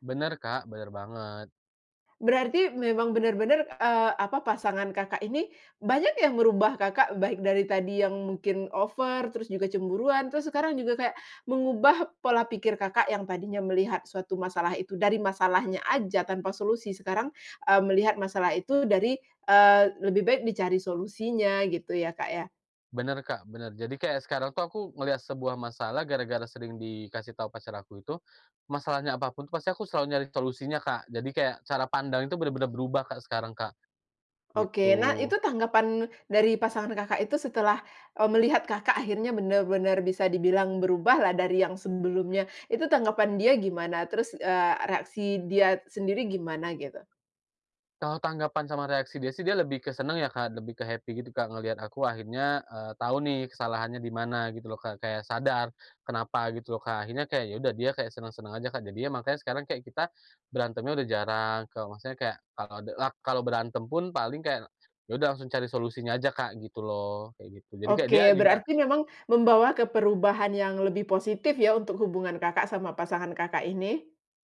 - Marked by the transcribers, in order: in English: "over"; in English: "happy"
- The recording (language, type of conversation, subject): Indonesian, podcast, Siapa orang yang paling mengubah cara pandangmu, dan bagaimana prosesnya?